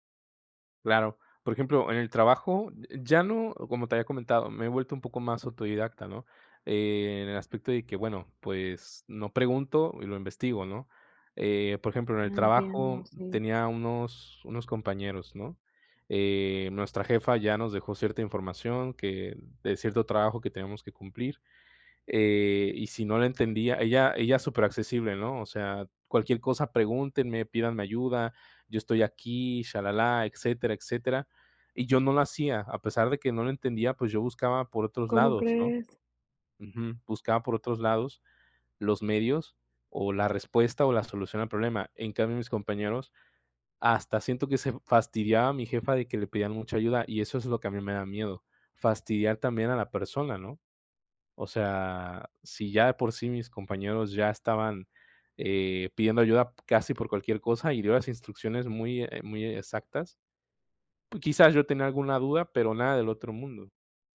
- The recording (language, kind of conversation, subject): Spanish, advice, ¿Cómo te sientes cuando te da miedo pedir ayuda por parecer incompetente?
- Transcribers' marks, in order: tapping